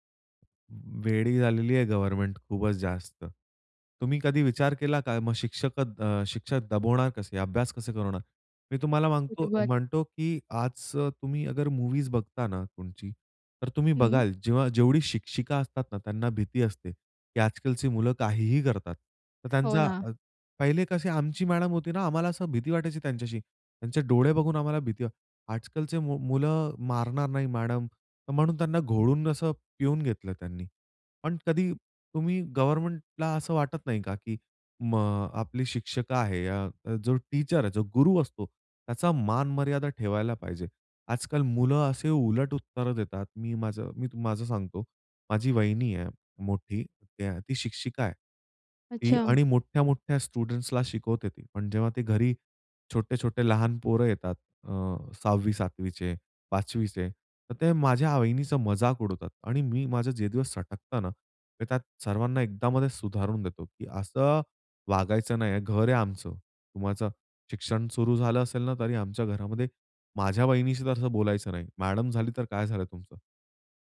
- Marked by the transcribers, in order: other background noise; in English: "टीचर"; in English: "स्टुडंट्सला"
- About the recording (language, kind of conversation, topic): Marathi, podcast, शाळेतल्या एखाद्या शिक्षकामुळे कधी शिकायला प्रेम झालंय का?